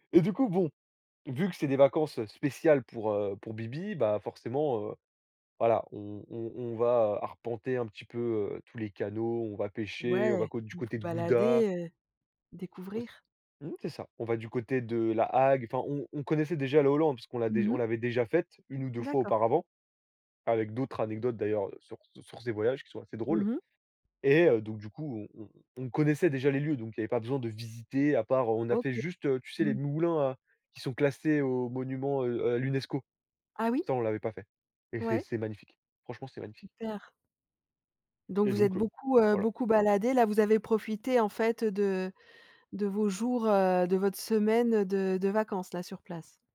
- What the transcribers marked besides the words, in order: stressed: "spéciales"; other background noise; stressed: "visiter"
- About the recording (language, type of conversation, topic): French, podcast, Raconte-nous une aventure qui t’a vraiment marqué(e) ?